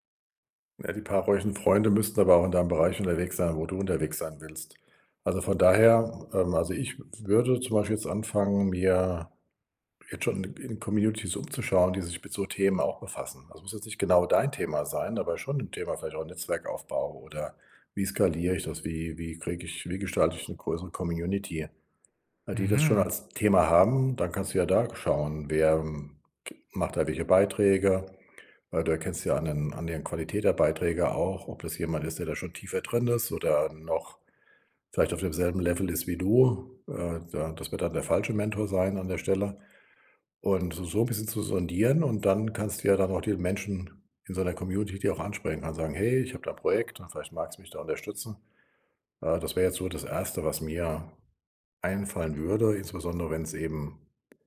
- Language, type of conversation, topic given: German, advice, Wie finde ich eine Mentorin oder einen Mentor und nutze ihre oder seine Unterstützung am besten?
- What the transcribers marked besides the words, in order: none